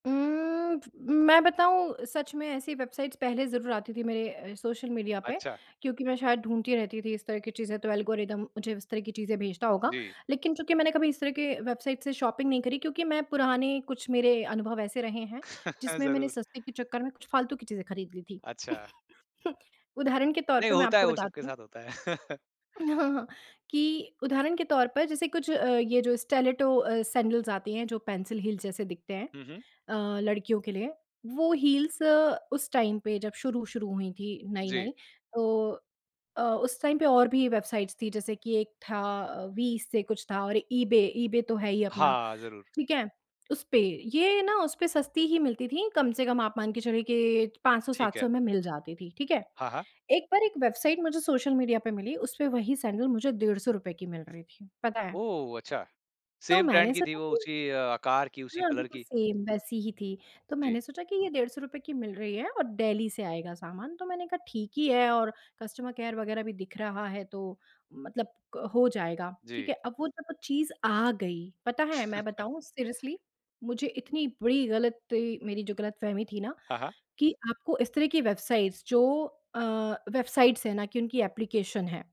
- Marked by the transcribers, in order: in English: "वेबसाइट्स"; in English: "एल्गोरिदम"; in English: "शॉपिंग"; chuckle; chuckle; chuckle; in English: "स्टिलेटो"; in English: "सैंडल्स"; in English: "हील्स"; in English: "हील्स"; in English: "टाइम"; in English: "टाइम"; in English: "वेबसाइट्स"; in English: "सेम"; in English: "कलर"; in English: "सेम"; in English: "कस्टमर केयर"; chuckle; in English: "सीरियसली"; in English: "वेबसाइट्स"; in English: "वेबसाइट्स"; in English: "एप्लीकेशन"
- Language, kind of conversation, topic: Hindi, podcast, ऑनलाइन खरीदारी का आपका सबसे यादगार अनुभव क्या रहा?